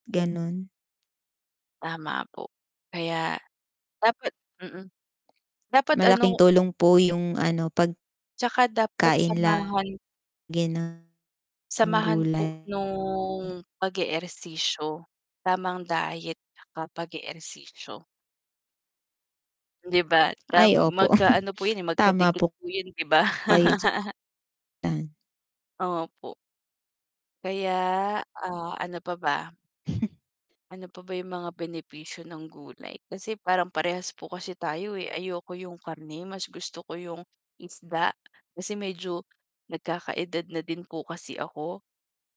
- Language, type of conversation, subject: Filipino, unstructured, Paano mo isinasama ang masusustansiyang pagkain sa iyong pang-araw-araw na pagkain?
- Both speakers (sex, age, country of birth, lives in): female, 20-24, Philippines, Philippines; female, 25-29, Philippines, Philippines
- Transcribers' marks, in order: static; mechanical hum; distorted speech; other background noise; "pag-eehersisyo" said as "pag-eersisyo"; "pag-eehersisyo" said as "pag-eersisyo"; chuckle; laugh; unintelligible speech; chuckle